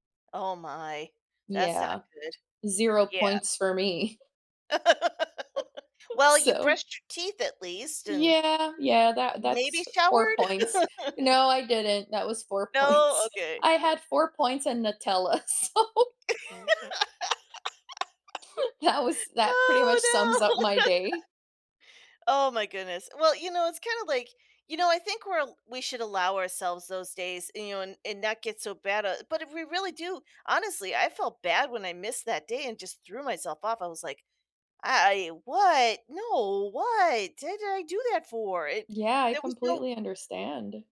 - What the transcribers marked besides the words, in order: chuckle; laugh; chuckle; laugh; laughing while speaking: "points"; laughing while speaking: "so"; laugh; laughing while speaking: "That was"
- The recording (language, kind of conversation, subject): English, unstructured, What small habits improve your daily mood the most?
- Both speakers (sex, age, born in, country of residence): female, 40-44, United States, United States; female, 45-49, United States, United States